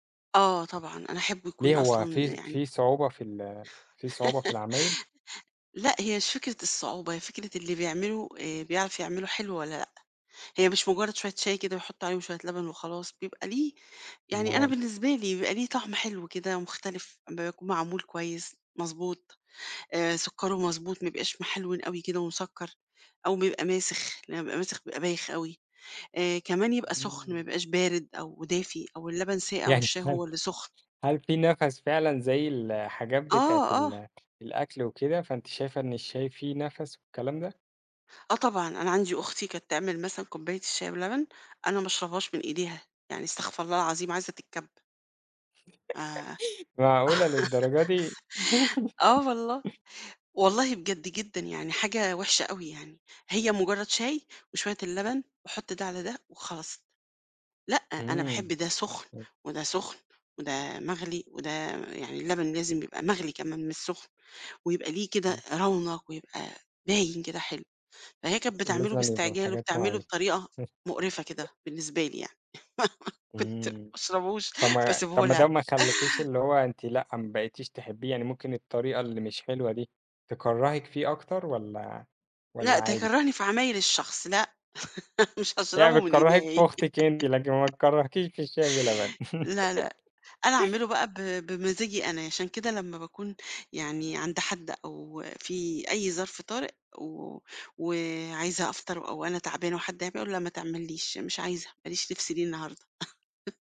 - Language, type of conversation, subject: Arabic, podcast, قهوة ولا شاي الصبح؟ إيه السبب؟
- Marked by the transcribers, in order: laugh; tapping; chuckle; laugh; laugh; unintelligible speech; chuckle; other noise; laugh; laughing while speaking: "كنت ما أشربوش"; chuckle; laugh; laugh; chuckle